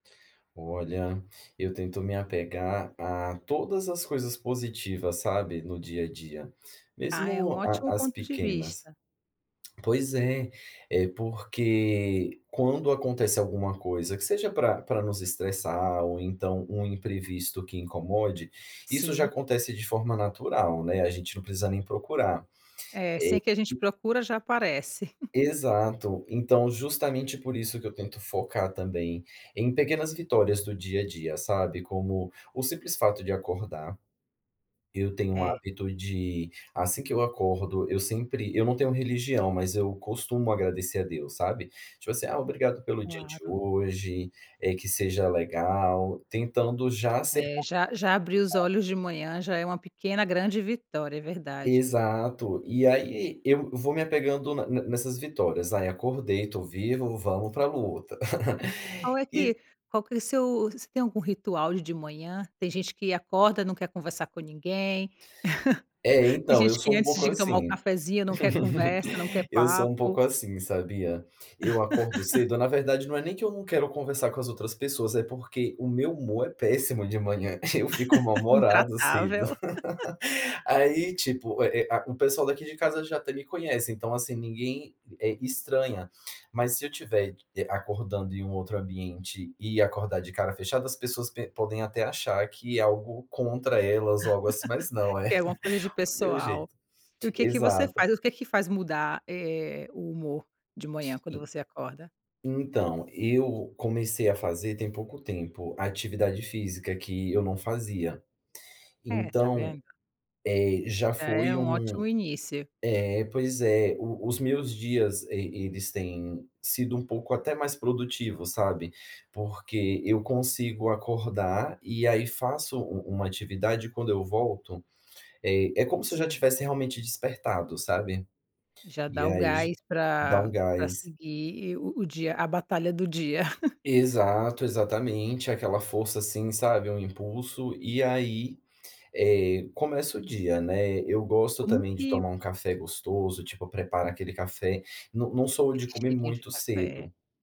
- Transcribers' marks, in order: unintelligible speech; chuckle; unintelligible speech; chuckle; chuckle; chuckle; laugh; chuckle; laugh; chuckle; chuckle; chuckle
- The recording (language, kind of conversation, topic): Portuguese, podcast, Quais pequenas vitórias te dão força no dia a dia?